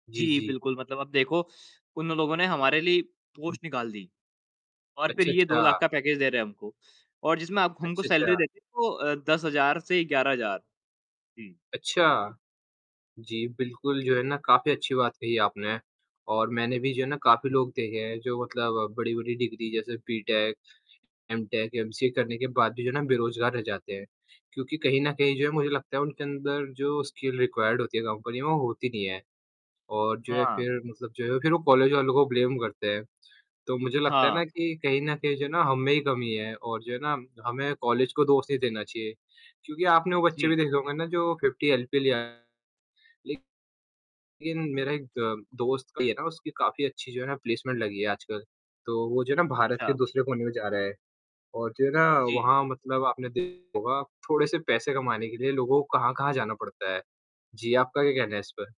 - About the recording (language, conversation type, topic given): Hindi, unstructured, क्या आप पढ़ाई के दौरान कभी तनाव महसूस करते हैं?
- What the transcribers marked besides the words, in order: in English: "पोस्ट"; tapping; in English: "पैकेज"; in English: "सैलरी"; distorted speech; in English: "डिग्री"; in English: "स्किल रिक्वायर्ड"; in English: "कंपनी"; in English: "ब्लेम"; in English: "फ़िफ़्टी एलपीए"; in English: "प्लेसमेंट"